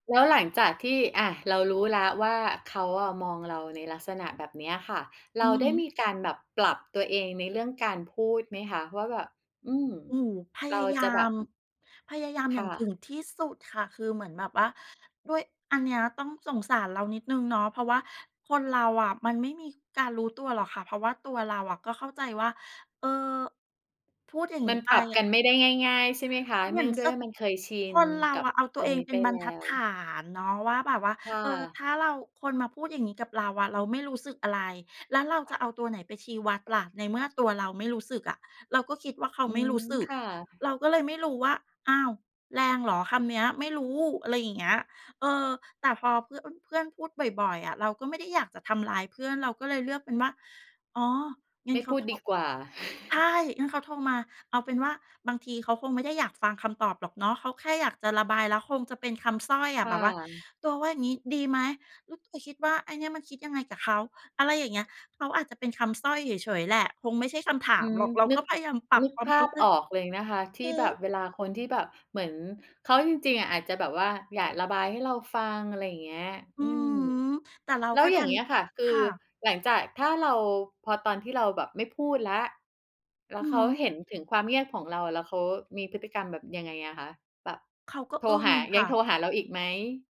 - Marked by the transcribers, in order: other background noise; tapping; chuckle
- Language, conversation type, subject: Thai, podcast, คุณเคยเลือกที่จะเงียบเพื่อให้คนอื่นสบายใจไหม และเพราะอะไร?